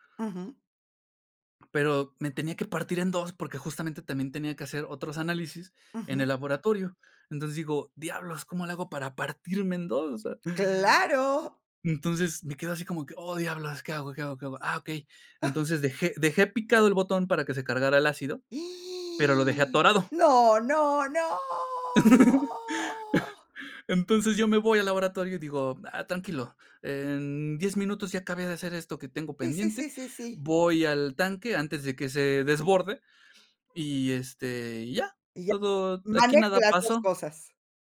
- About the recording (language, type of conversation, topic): Spanish, podcast, ¿Qué errores cometiste al aprender por tu cuenta?
- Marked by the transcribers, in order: chuckle; gasp; laugh; drawn out: "no"; horn